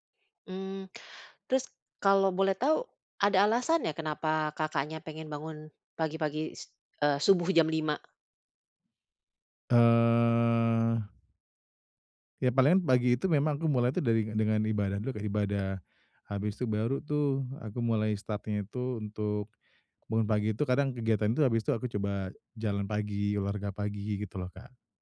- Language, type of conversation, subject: Indonesian, advice, Bagaimana cara membangun kebiasaan bangun pagi yang konsisten?
- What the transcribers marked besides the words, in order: drawn out: "Eee"; in English: "start-nya"; other background noise